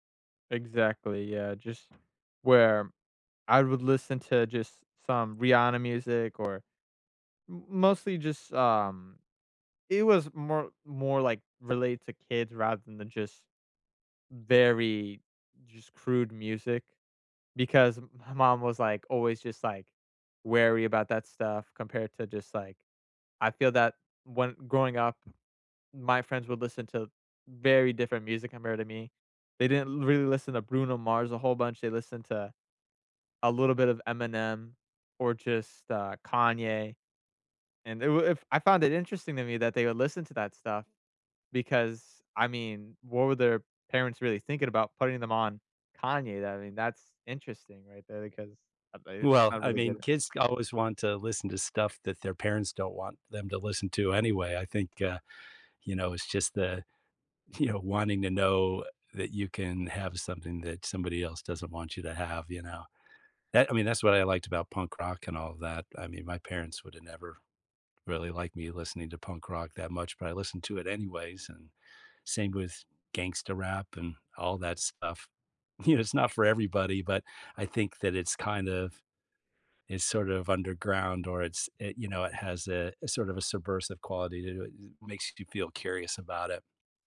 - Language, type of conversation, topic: English, unstructured, How do you think music affects your mood?
- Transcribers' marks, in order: tapping; laughing while speaking: "you know"; laughing while speaking: "You know"